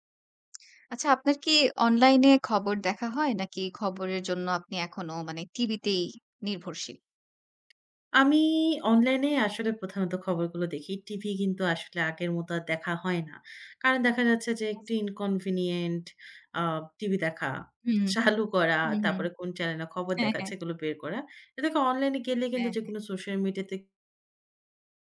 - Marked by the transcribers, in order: tapping; "আচ্ছা" said as "আচ"; in English: "inconvenient"
- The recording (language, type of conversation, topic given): Bengali, podcast, অনলাইনে কোনো খবর দেখলে আপনি কীভাবে সেটির সত্যতা যাচাই করেন?